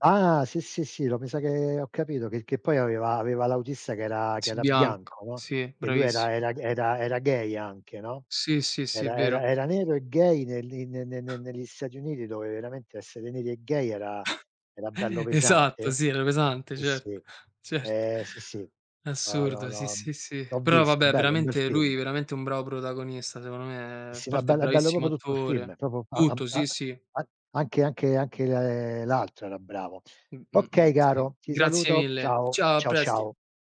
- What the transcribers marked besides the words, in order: surprised: "Ah"; tapping; chuckle; chuckle; chuckle; "proprio" said as "popio"; "proprio" said as "popio"; other background noise
- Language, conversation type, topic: Italian, unstructured, Perché pensi che nella società ci siano ancora tante discriminazioni?